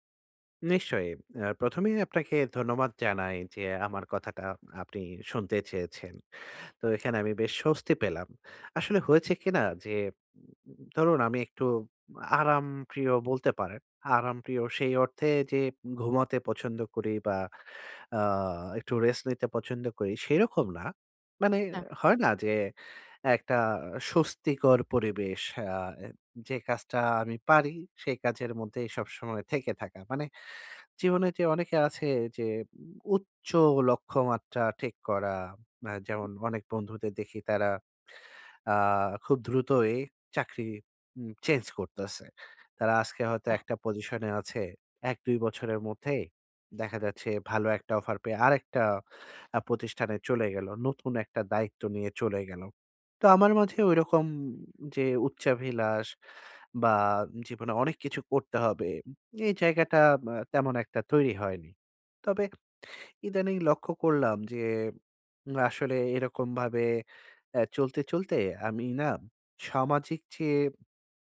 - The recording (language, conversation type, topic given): Bengali, advice, আমি কীভাবে দীর্ঘদিনের স্বস্তির গণ্ডি ছেড়ে উন্নতি করতে পারি?
- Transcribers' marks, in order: tapping